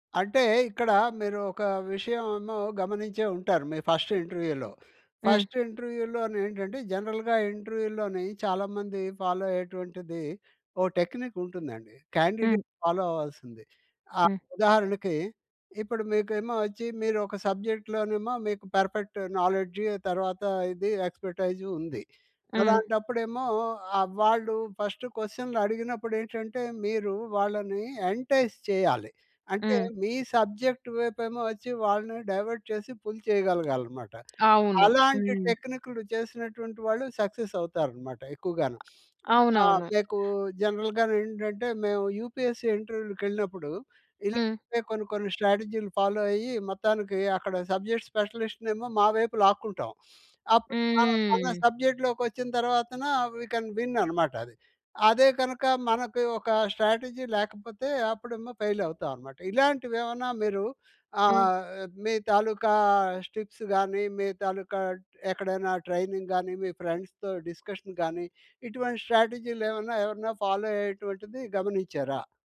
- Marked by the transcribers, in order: in English: "ఫస్ట్ ఇంటర్వ్యూలో. ఫస్ట్ ఇంటర్వ్యూలోని"; in English: "జనరల్‌గా ఇంటర్వ్యూలోని"; in English: "ఫాలో"; in English: "టెక్నిక్"; in English: "క్యాండిడేట్ ఫాలో"; in English: "పర్ఫెక్ట్ నాలెడ్జ్"; in English: "ఎక్స్‌పెర్టైజ్"; in English: "ఫస్ట్"; in English: "ఎంటైస్"; in English: "సబ్జెక్ట్"; in English: "డైవర్ట్"; in English: "పుల్"; tapping; in English: "సక్సెస్"; sniff; in English: "జనరల్‌గాను"; in English: "యూపీఎస్‌సి"; in English: "ఫాలో"; in English: "సబ్జెక్ట్స్"; sniff; in English: "సబ్జెక్ట్‌లోకి"; in English: "వీ కెన్ విన్"; in English: "స్ట్రాటజీ"; in English: "ఫెయిల్"; in English: "టిప్స్‌గాని"; in English: "ట్రైనింగ్‌గాని"; in English: "ఫ్రెండ్స్‌తో డిస్కషన్‌గాని"; in English: "ఫాలో"
- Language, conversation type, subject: Telugu, podcast, ఇంటర్వ్యూకి ముందు మీరు ఎలా సిద్ధమవుతారు?